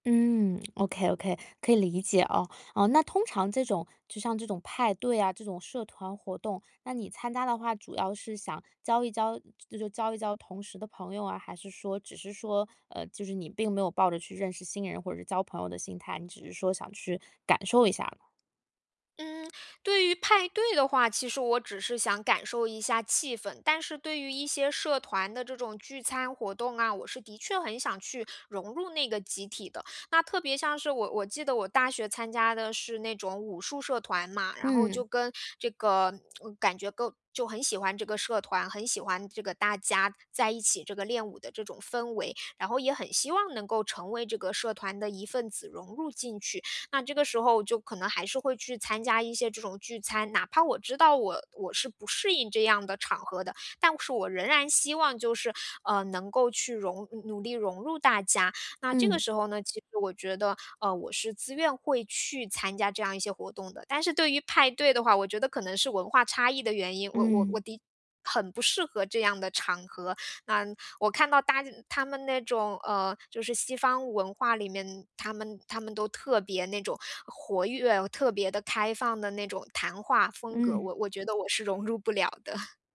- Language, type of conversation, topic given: Chinese, advice, 如何在派对上不显得格格不入？
- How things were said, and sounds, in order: laughing while speaking: "的"